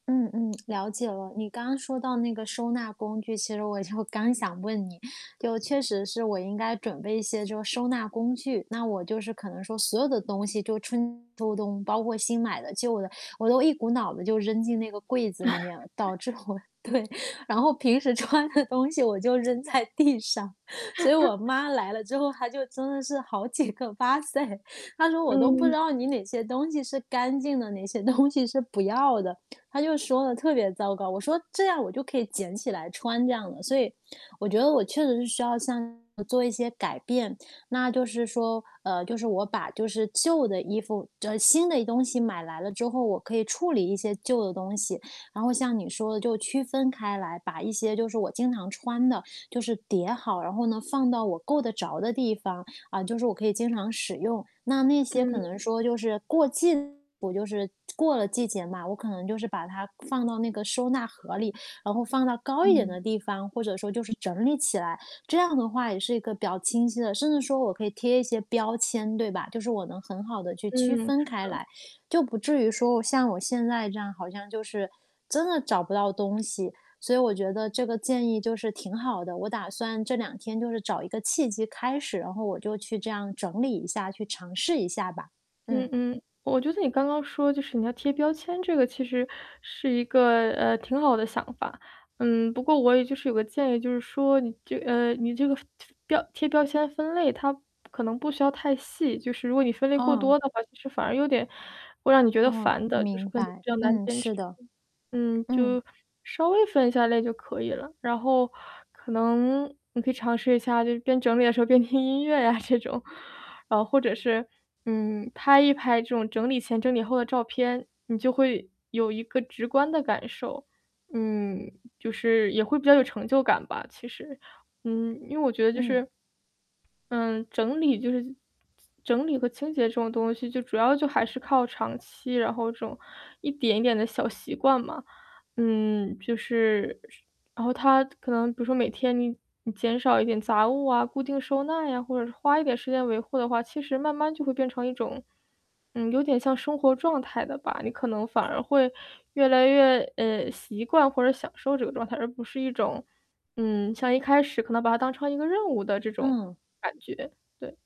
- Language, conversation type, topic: Chinese, advice, 我怎样才能长期保持家里整洁又有条理？
- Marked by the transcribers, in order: static; laughing while speaking: "就刚想问你"; distorted speech; laugh; laughing while speaking: "我 对，然后平时穿的东西 … 东西是不要的"; laugh; "哇塞" said as "巴塞"; other background noise; laughing while speaking: "听音乐呀这种"